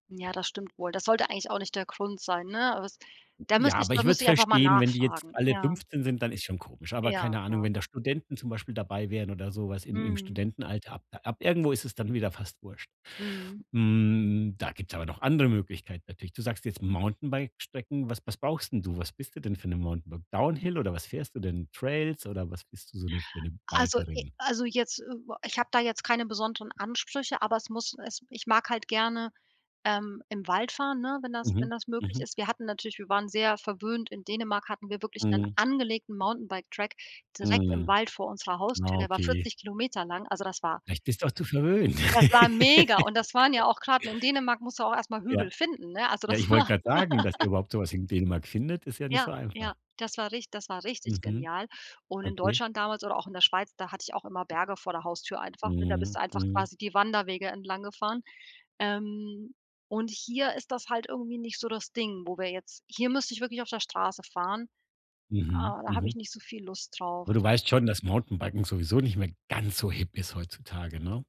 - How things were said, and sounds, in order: laugh; giggle
- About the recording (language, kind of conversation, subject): German, advice, Wie kann ich mich motivieren, mich im Alltag regelmäßig zu bewegen?